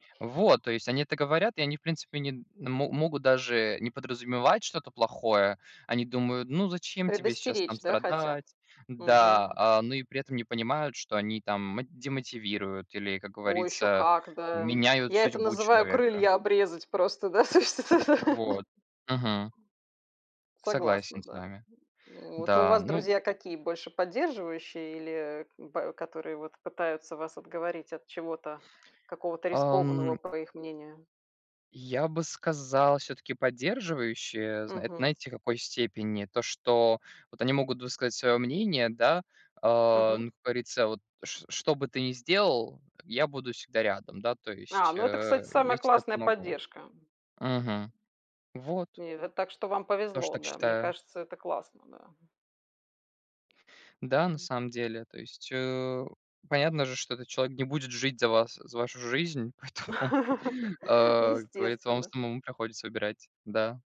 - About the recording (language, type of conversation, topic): Russian, unstructured, Что делает вас счастливым в том, кем вы являетесь?
- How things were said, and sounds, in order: laughing while speaking: "то, что, да"; other background noise; tapping; laugh; laughing while speaking: "поэтому"